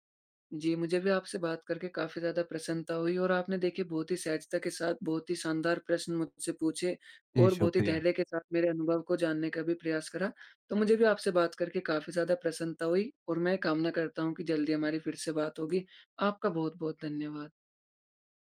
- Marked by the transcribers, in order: none
- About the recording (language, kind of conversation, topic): Hindi, podcast, एआई उपकरणों ने आपकी दिनचर्या कैसे बदली है?